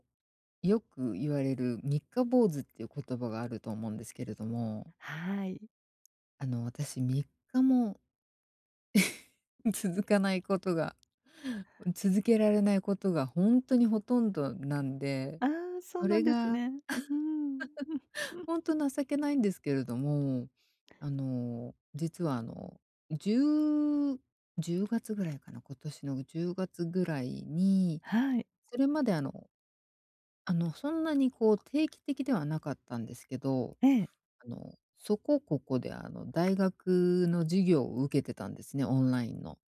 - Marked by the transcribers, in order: chuckle; laugh; laugh
- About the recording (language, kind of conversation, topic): Japanese, advice, 簡単な行動を習慣として定着させるには、どこから始めればいいですか？